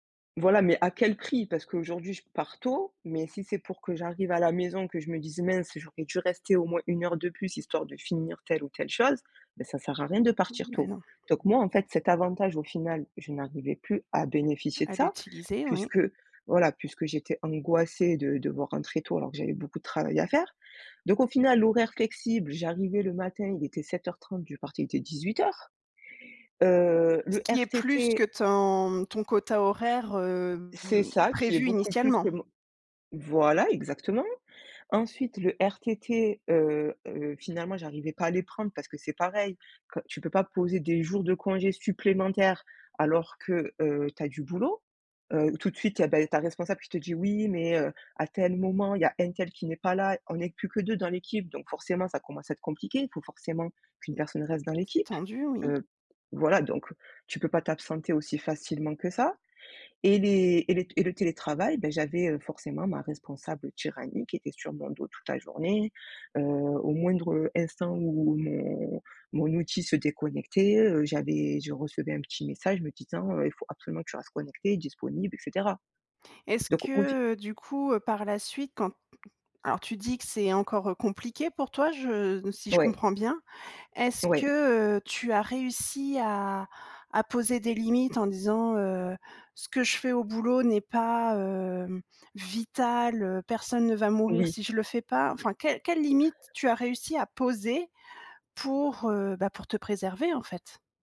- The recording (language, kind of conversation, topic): French, podcast, Comment trouves-tu le bon équilibre entre le travail et ta santé ?
- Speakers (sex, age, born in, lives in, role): female, 25-29, France, France, guest; female, 30-34, France, France, host
- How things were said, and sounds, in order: tapping; stressed: "vital"